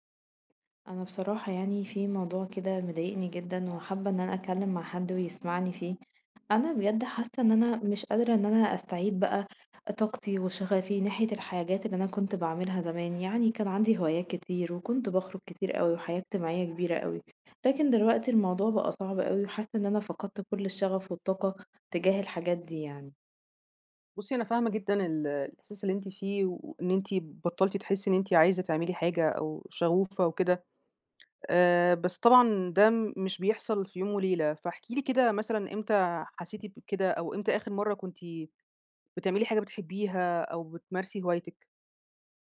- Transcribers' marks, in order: fan; tapping
- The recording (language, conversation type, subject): Arabic, advice, ازاي أرجّع طاقتي للهوايات ولحياتي الاجتماعية؟